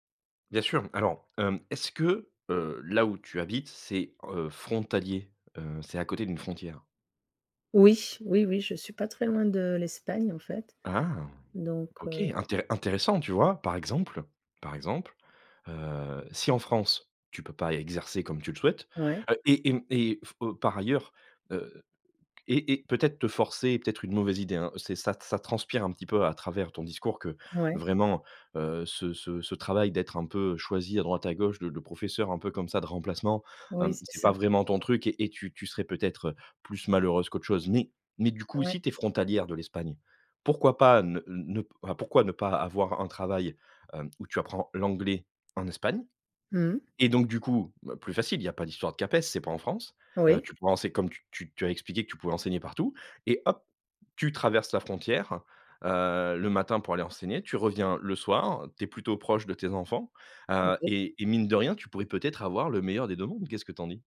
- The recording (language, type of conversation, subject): French, advice, Faut-il changer de pays pour une vie meilleure ou rester pour préserver ses liens personnels ?
- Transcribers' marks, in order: tapping; surprised: "Ah !"